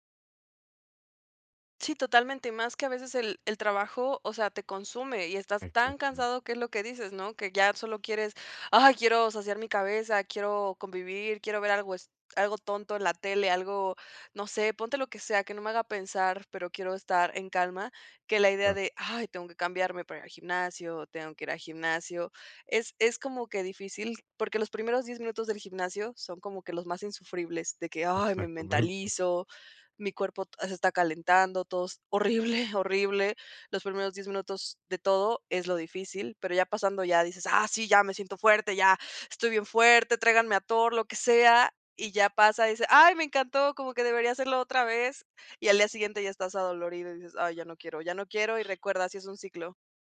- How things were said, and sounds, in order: none
- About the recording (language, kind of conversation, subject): Spanish, advice, ¿Cómo puedo mantener una rutina de ejercicio regular si tengo una vida ocupada y poco tiempo libre?